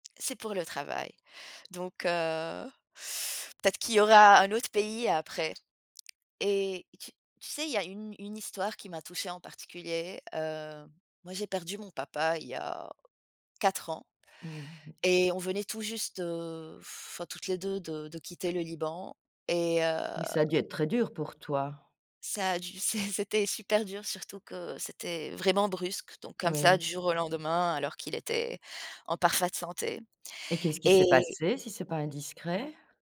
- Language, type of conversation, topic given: French, podcast, Peux-tu me parler d’une amitié qui te tient à cœur, et m’expliquer pourquoi ?
- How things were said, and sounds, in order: inhale; tapping